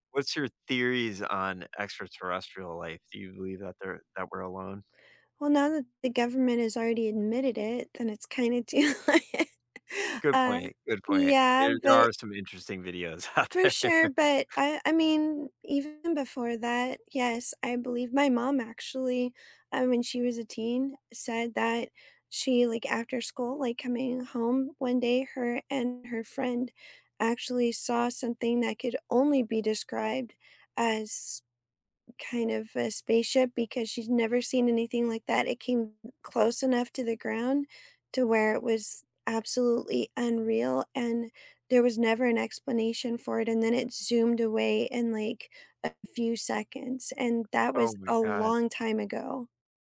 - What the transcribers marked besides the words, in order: tapping; laughing while speaking: "do, like"; other background noise; laughing while speaking: "out there"; chuckle
- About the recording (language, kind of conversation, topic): English, unstructured, What field trips have sparked your curiosity?